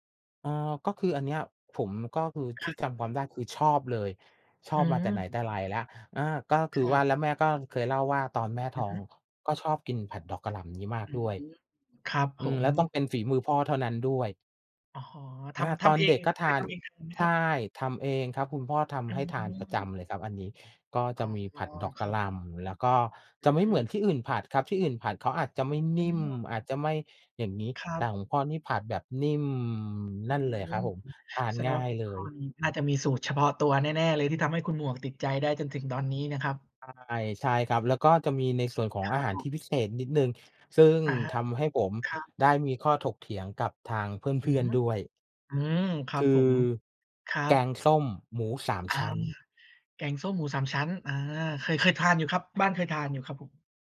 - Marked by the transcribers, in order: tapping; drawn out: "นิ่ม"
- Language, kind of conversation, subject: Thai, unstructured, คุณชอบอาหารประเภทไหนมากที่สุด?